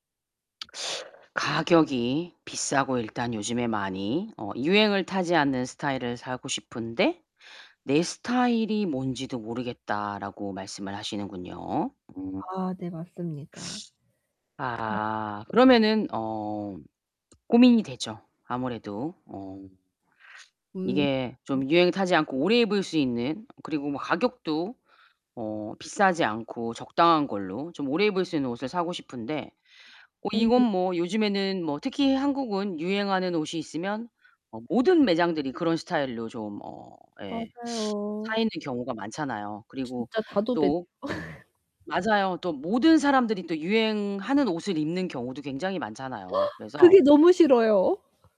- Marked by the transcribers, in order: lip smack; other background noise; unintelligible speech; distorted speech; laugh; static; gasp
- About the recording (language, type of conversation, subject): Korean, advice, 스타일을 찾기 어렵고 코디가 막막할 때는 어떻게 시작하면 좋을까요?